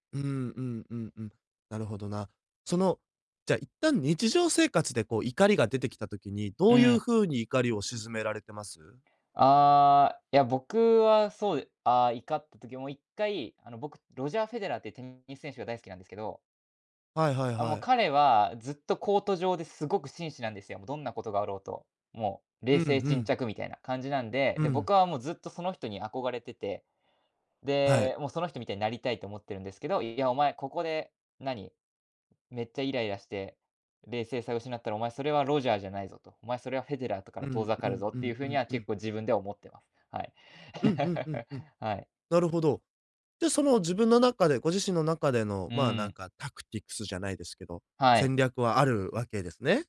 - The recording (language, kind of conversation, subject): Japanese, advice, 病気やけがの影響で元の習慣に戻れないのではないかと不安を感じていますか？
- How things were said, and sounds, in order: chuckle; in English: "タクティクス"